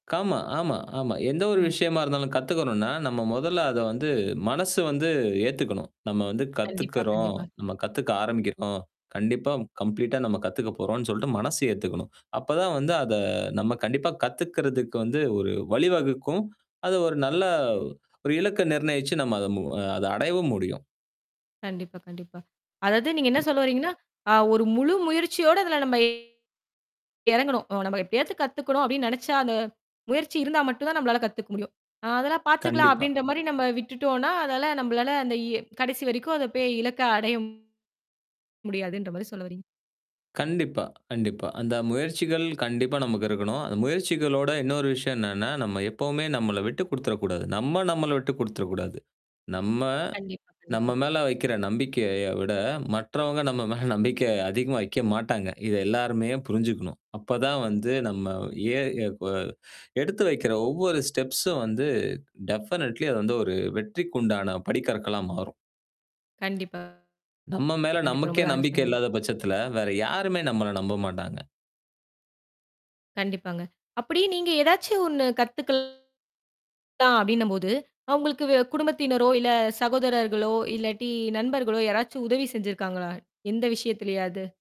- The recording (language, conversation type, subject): Tamil, podcast, கற்றுக்கொள்ளும் போது உங்களுக்கு மகிழ்ச்சி எப்படித் தோன்றுகிறது?
- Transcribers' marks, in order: "ஆமா" said as "கமா"; mechanical hum; other background noise; distorted speech; in English: "கம்ப்ளீட்டா"; tapping; unintelligible speech; "போயி" said as "பேயி"; in English: "ஸ்டெப்ஸும்"; in English: "டெஃபனட்லி"; other noise